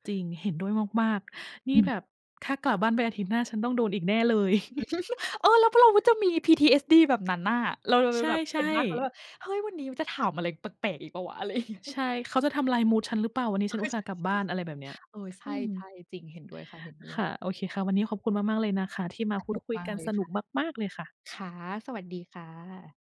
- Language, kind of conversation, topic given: Thai, unstructured, ถ้าญาติสนิทไม่ให้เกียรติคุณ คุณจะรับมืออย่างไร?
- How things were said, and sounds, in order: giggle; put-on voice: "เออ แล้วพอ เราจะมี"; chuckle; other background noise; laughing while speaking: "เงี้ย"